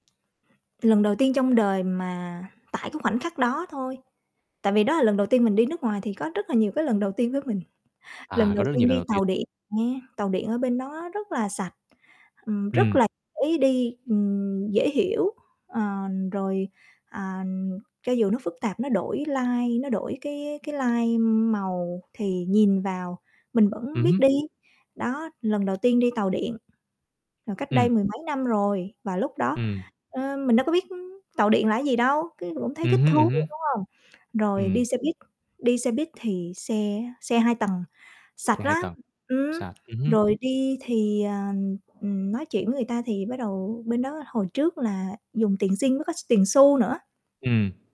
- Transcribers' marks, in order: tapping; static; laughing while speaking: "đầu tiên"; distorted speech; in English: "line"; in English: "line"; other background noise
- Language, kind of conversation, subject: Vietnamese, podcast, Bạn có thể kể về một chuyến đi để đời của mình không?